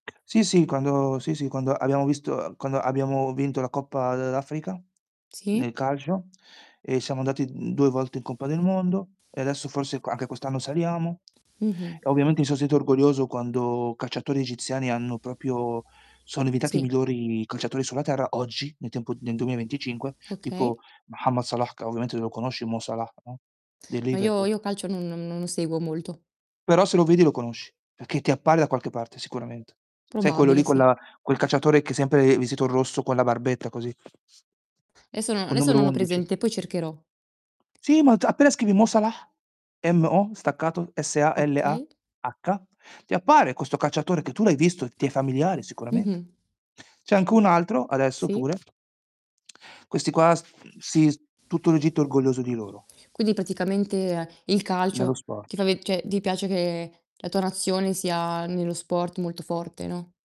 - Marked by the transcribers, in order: other noise; tapping; static; "proprio" said as "propio"; distorted speech; other background noise; "cioè" said as "ceh"
- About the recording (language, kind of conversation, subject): Italian, unstructured, Che cosa ti rende orgoglioso del tuo paese?